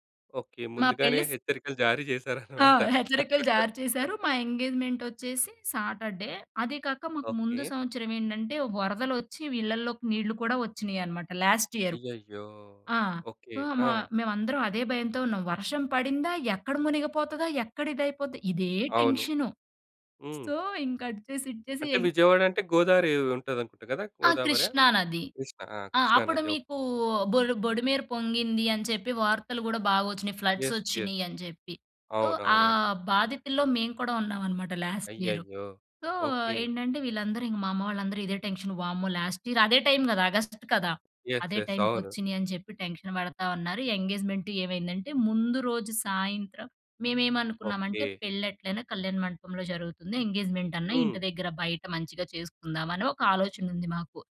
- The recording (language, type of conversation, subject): Telugu, podcast, పెళ్లి వేడుకలో మీకు మరపురాని అనుభవం ఏది?
- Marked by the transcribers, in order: laugh; in English: "సాటర్‌డే"; in English: "లాస్ట్"; in English: "సో"; in English: "యస్. యస్"; in English: "సో"; in English: "లాస్ట్"; in English: "సో"; in English: "టెన్షన్"; in English: "లాస్ట్ ఇయర్"; in English: "యస్. యస్"; in English: "టెన్షన్"